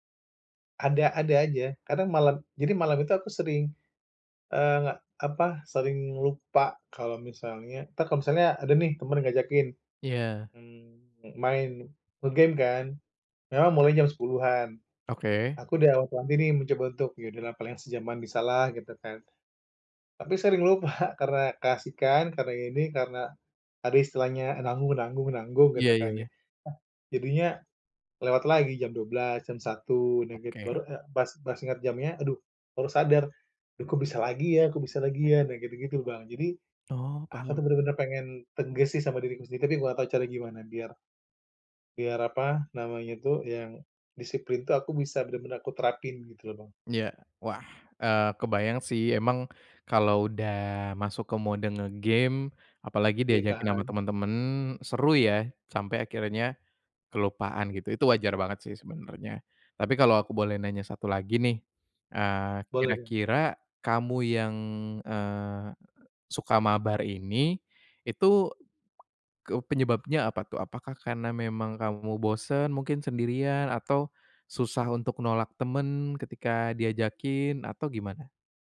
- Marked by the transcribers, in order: laughing while speaking: "lupa"; other noise; tapping
- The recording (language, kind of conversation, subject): Indonesian, advice, Bagaimana cara membangun kebiasaan disiplin diri yang konsisten?